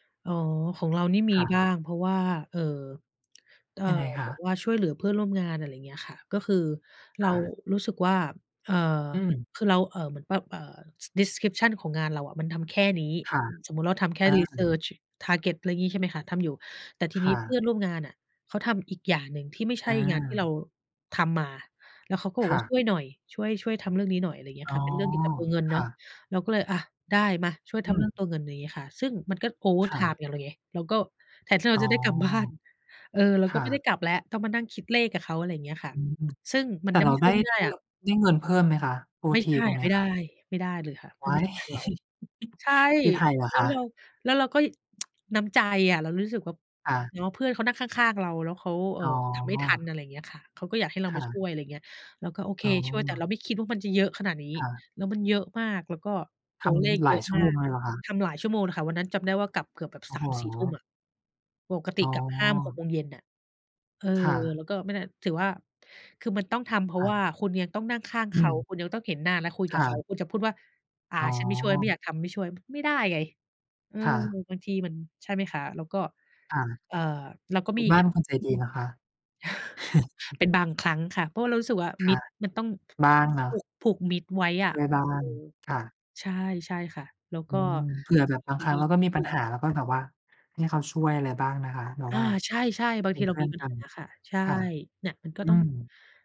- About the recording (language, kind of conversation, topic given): Thai, unstructured, คุณเคยรู้สึกท้อแท้กับงานไหม และจัดการกับความรู้สึกนั้นอย่างไร?
- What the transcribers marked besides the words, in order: tapping; in English: "Description"; in English: "Research target"; laughing while speaking: "ว้าย"; chuckle; tsk; chuckle